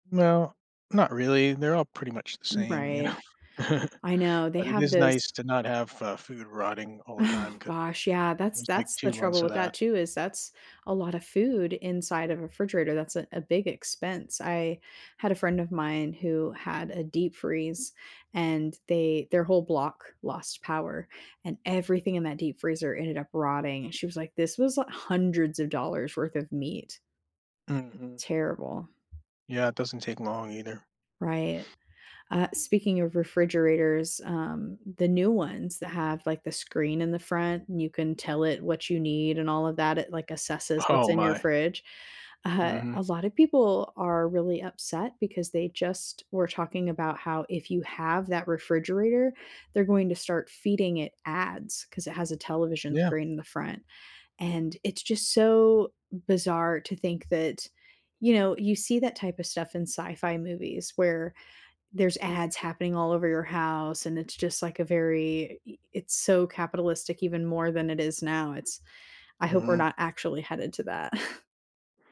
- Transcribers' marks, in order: laughing while speaking: "you know?"; chuckle; other background noise; laughing while speaking: "Oh"; chuckle
- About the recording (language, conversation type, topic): English, unstructured, How do I decide to follow a tutorial or improvise when learning?